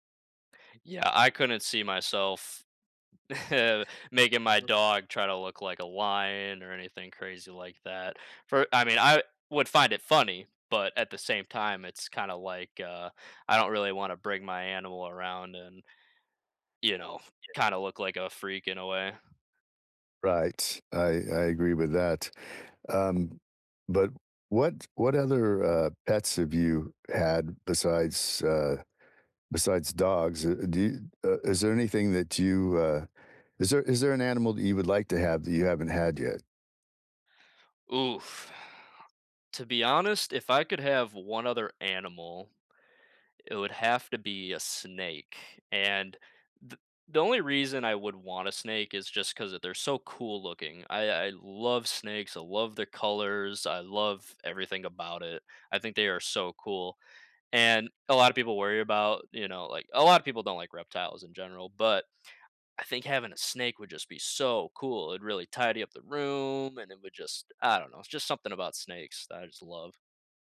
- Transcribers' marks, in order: chuckle; tapping; other background noise; stressed: "love"
- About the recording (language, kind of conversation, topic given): English, unstructured, What makes pets such good companions?